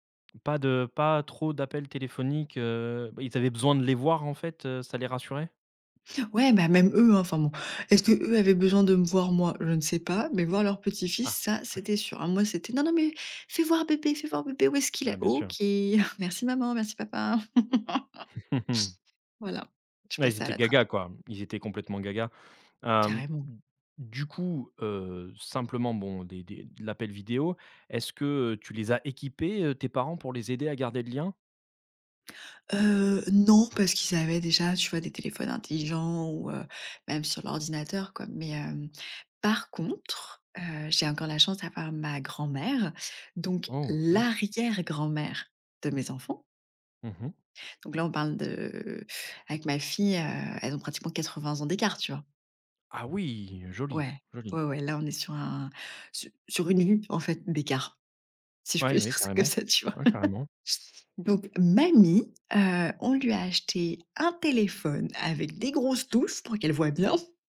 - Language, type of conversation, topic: French, podcast, Comment la technologie transforme-t-elle les liens entre grands-parents et petits-enfants ?
- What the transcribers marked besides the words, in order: put-on voice: "Non, non, mais fais voir … est-ce qu'il est ?"; laughing while speaking: "Mmh mh"; laugh; laughing while speaking: "je peux dire ça comme ça, tu vois"; laugh